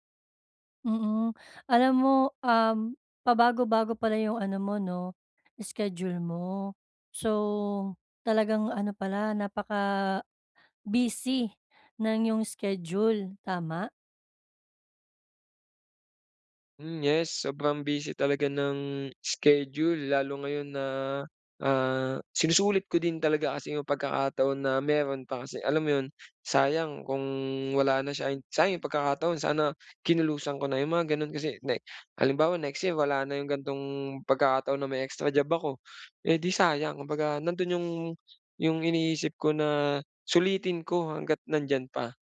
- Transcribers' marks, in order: none
- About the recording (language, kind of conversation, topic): Filipino, advice, Paano ako makakapagpahinga sa bahay kung palagi akong abala?